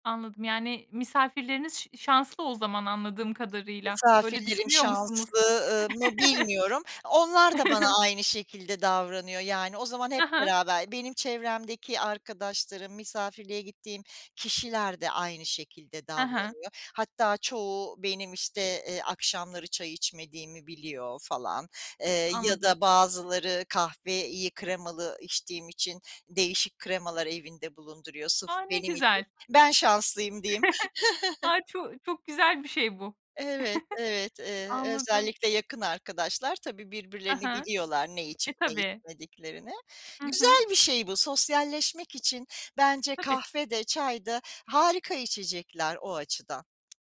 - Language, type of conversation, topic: Turkish, podcast, Kahve ya da çayla ilgili bir ritüelin var mı?
- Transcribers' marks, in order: other background noise; chuckle; chuckle; chuckle; tapping